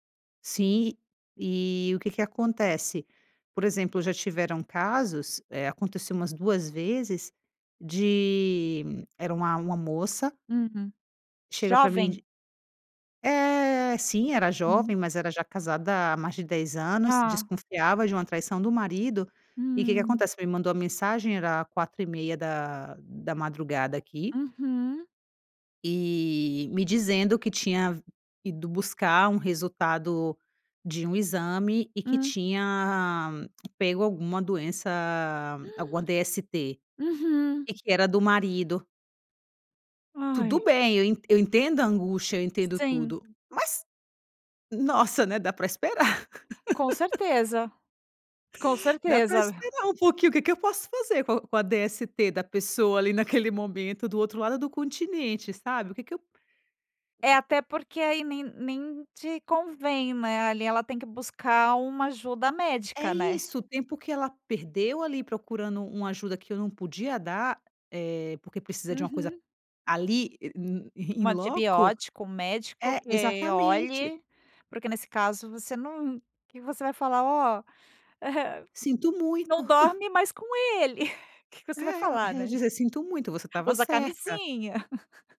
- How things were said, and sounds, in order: gasp; chuckle; tapping; other noise; chuckle; chuckle
- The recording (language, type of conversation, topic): Portuguese, podcast, Quais limites você estabelece para receber mensagens de trabalho fora do expediente?